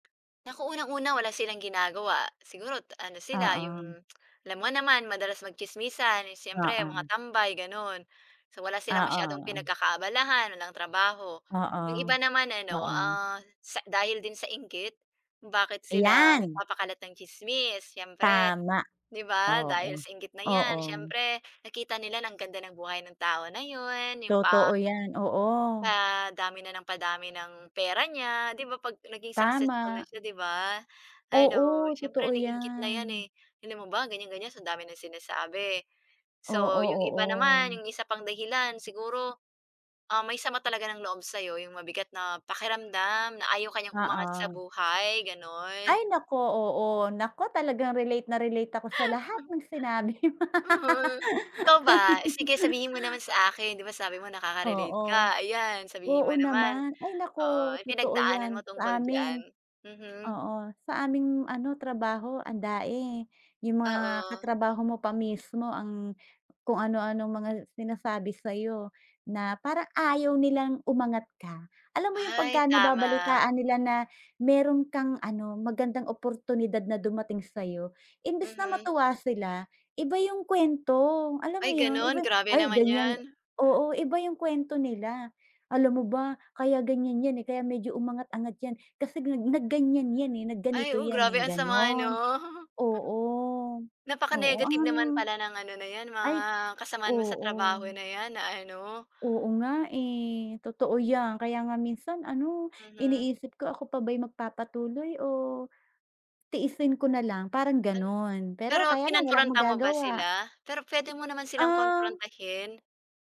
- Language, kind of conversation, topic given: Filipino, unstructured, Paano mo haharapin ang mga taong nagpapakalat ng tsismis sa barangay?
- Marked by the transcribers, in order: tsk; laugh; laughing while speaking: "Mm"; laugh; "andami" said as "andae"; chuckle